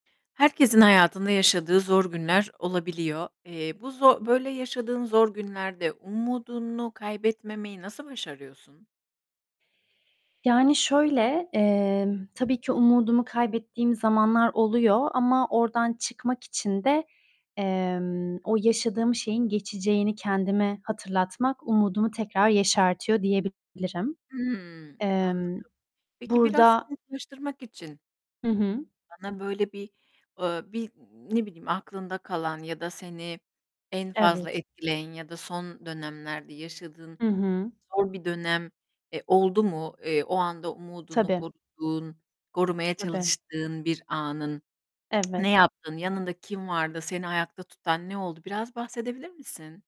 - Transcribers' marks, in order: tapping; distorted speech; static
- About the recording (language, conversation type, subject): Turkish, podcast, Zor günlerde umudunu nasıl koruyorsun?